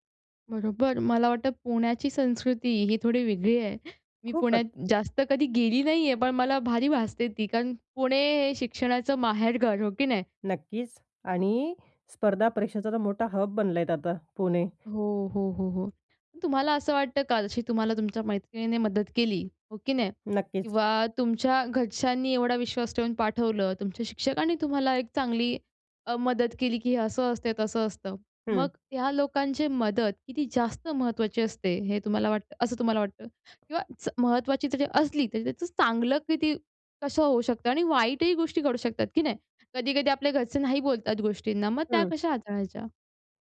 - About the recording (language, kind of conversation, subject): Marathi, podcast, कधी एखाद्या छोट्या मदतीमुळे पुढे मोठा फरक पडला आहे का?
- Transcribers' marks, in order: tapping; other background noise; other noise; in English: "हब"